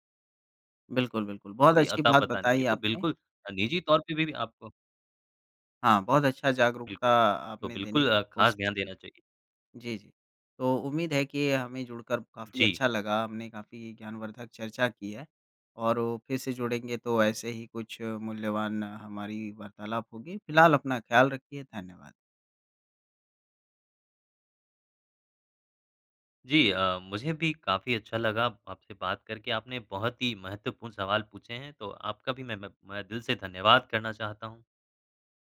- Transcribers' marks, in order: tapping
- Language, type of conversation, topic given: Hindi, podcast, किसके फोन में झांकना कब गलत माना जाता है?